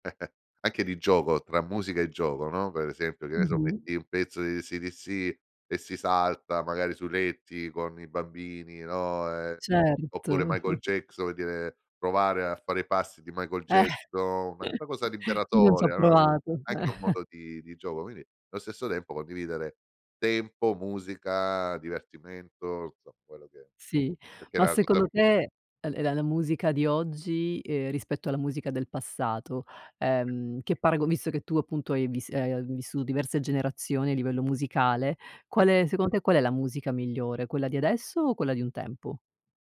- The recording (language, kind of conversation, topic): Italian, podcast, Quale canzone ti riporta subito indietro nel tempo, e perché?
- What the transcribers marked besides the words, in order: chuckle; chuckle; chuckle; chuckle; other background noise